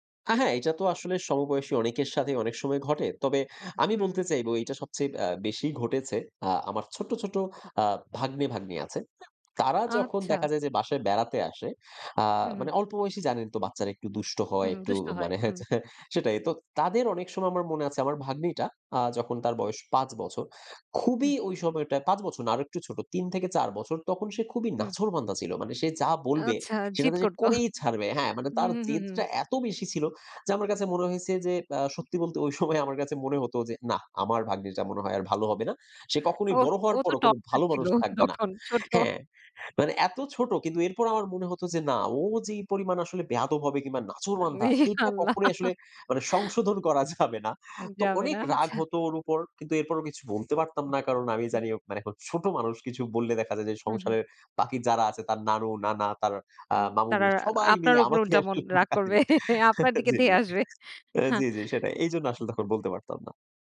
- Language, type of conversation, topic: Bengali, podcast, আবেগ নিয়ন্ত্রণ করে কীভাবে ভুল বোঝাবুঝি কমানো যায়?
- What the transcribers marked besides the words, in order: other background noise; laughing while speaking: "মানে হ্যা যে"; unintelligible speech; tapping; laughing while speaking: "আমার"; laughing while speaking: "তখন ছোট"; laughing while speaking: "মানে আল্লাহ!"; laughing while speaking: "যাবে না"; laughing while speaking: "আসলে বকা দিবে"; chuckle; laughing while speaking: "আপনার দিকে ধেয়ে আসবে"